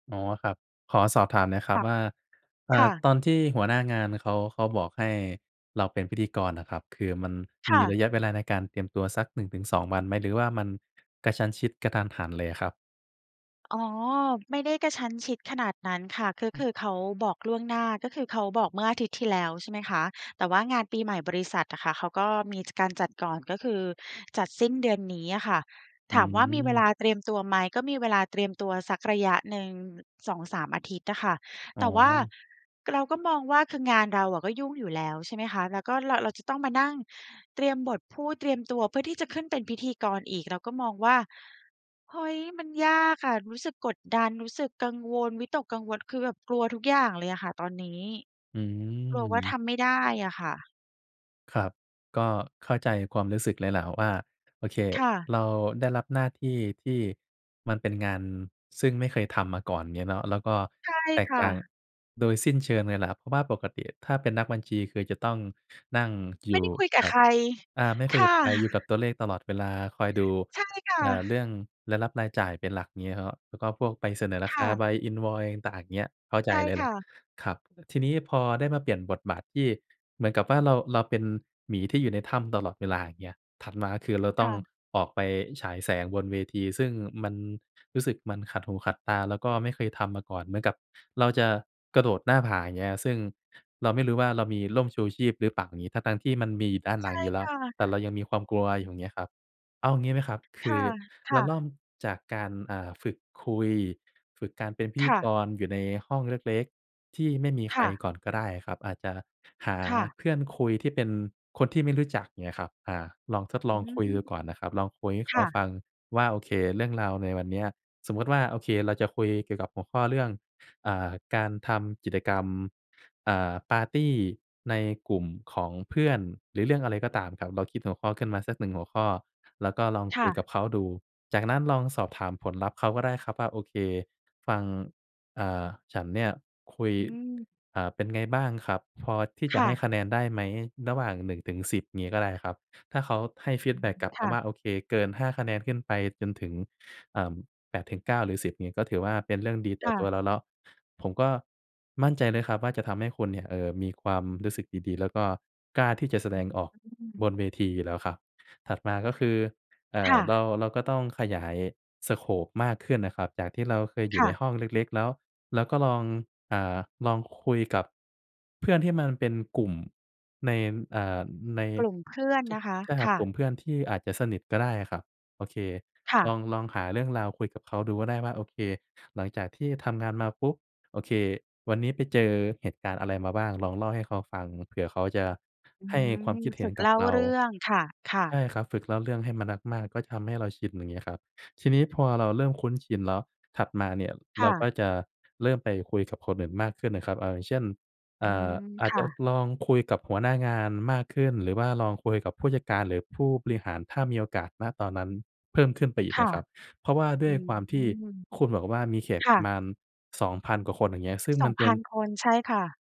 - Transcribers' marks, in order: other noise; in English: "Invoice"; "มาว่า" said as "อาม่า"; in English: "สโกป"; tapping
- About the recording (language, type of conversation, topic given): Thai, advice, คุณรับมือกับการได้รับมอบหมายงานในบทบาทใหม่ที่ยังไม่คุ้นเคยอย่างไร?